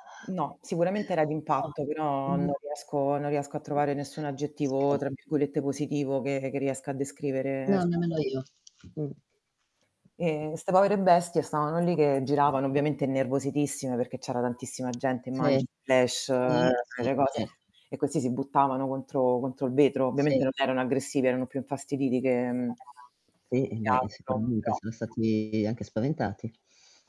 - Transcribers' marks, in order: static; distorted speech; unintelligible speech; tapping; unintelligible speech; other background noise; background speech
- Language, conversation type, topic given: Italian, unstructured, Cosa pensi delle pratiche culturali che coinvolgono animali?